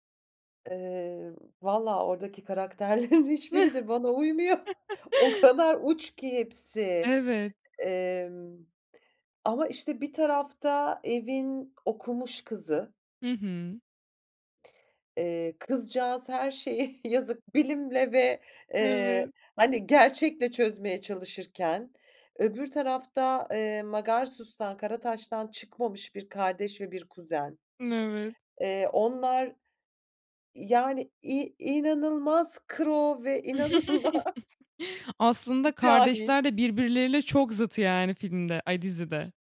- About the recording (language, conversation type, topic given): Turkish, podcast, En son hangi film ya da dizi sana ilham verdi, neden?
- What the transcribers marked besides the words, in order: laughing while speaking: "karakterlerin hiçbiri de bana uymuyor. O kadar uç ki"; chuckle; laughing while speaking: "şeyi yazık bilimle ve eee hani gerçekle"; chuckle; other background noise; laughing while speaking: "inanılmaz cahil"